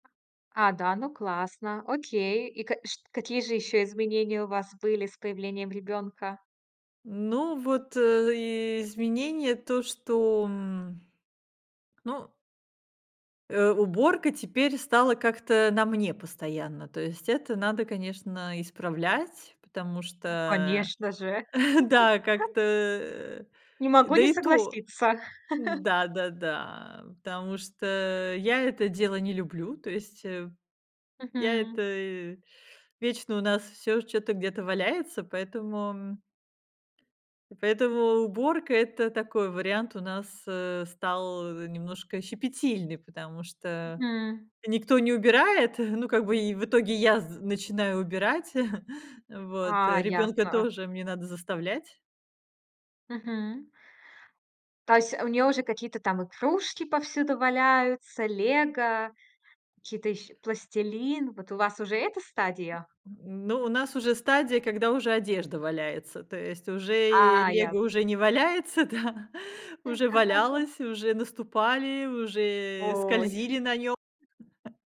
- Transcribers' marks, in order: other background noise; tapping; laugh; chuckle; chuckle; chuckle; chuckle; laugh; laughing while speaking: "да"; chuckle; chuckle
- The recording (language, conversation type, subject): Russian, podcast, Как вы в семье делите домашние обязанности?